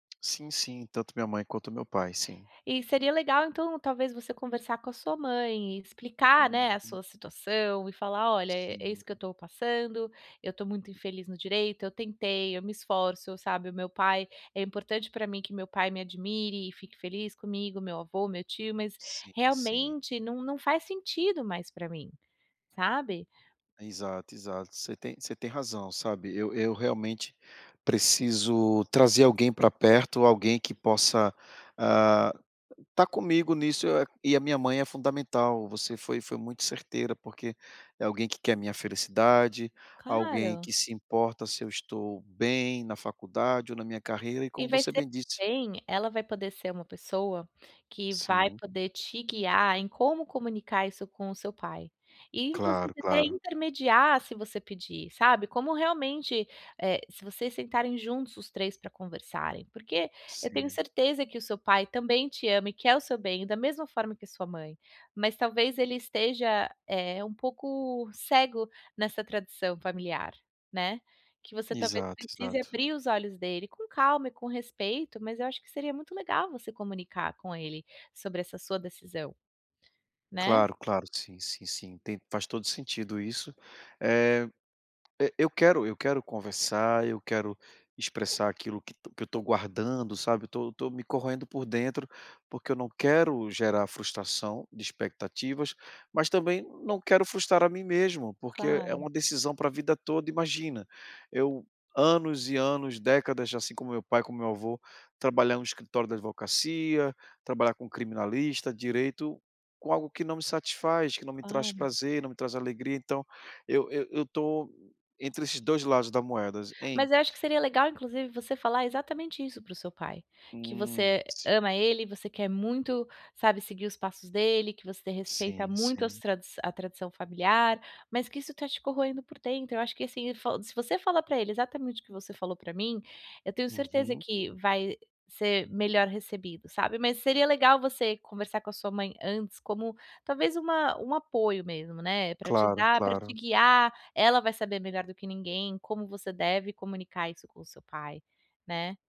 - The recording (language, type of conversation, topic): Portuguese, advice, Como posso respeitar as tradições familiares sem perder a minha autenticidade?
- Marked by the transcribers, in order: none